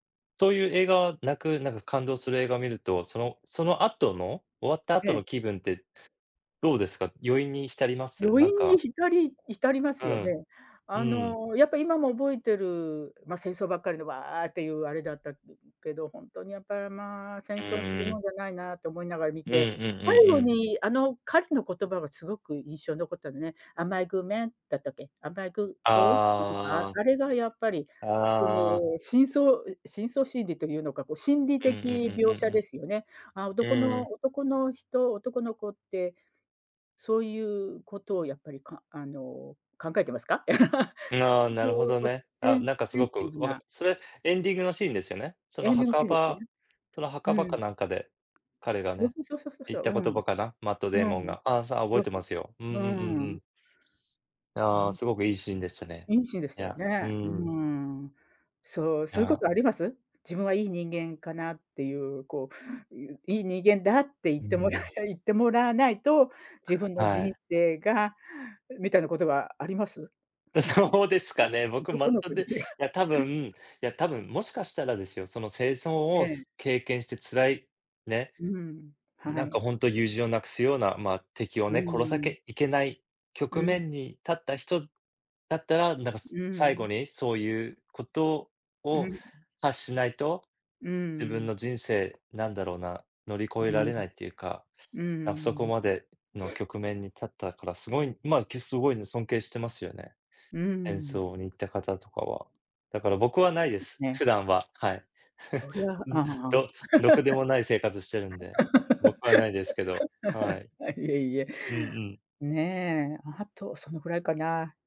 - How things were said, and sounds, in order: put-on voice: "Am I a good man?"; in English: "Am I a good man?"; put-on voice: "Am I a good boy?"; in English: "Am I a good boy?"; laugh; tapping; unintelligible speech; other background noise; laughing while speaking: "どうですかね"; chuckle; unintelligible speech; chuckle; laugh
- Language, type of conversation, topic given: Japanese, unstructured, 映画を観て泣いたことはありますか？それはどんな場面でしたか？